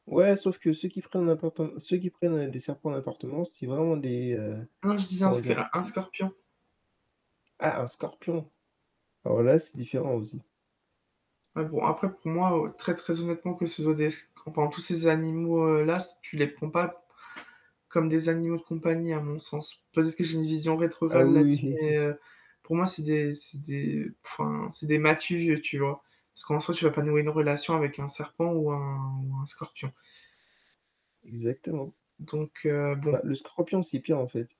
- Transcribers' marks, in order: static; other background noise; tapping; laughing while speaking: "oui"; distorted speech
- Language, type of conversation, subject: French, unstructured, Comment choisir un animal de compagnie adapté à ton mode de vie ?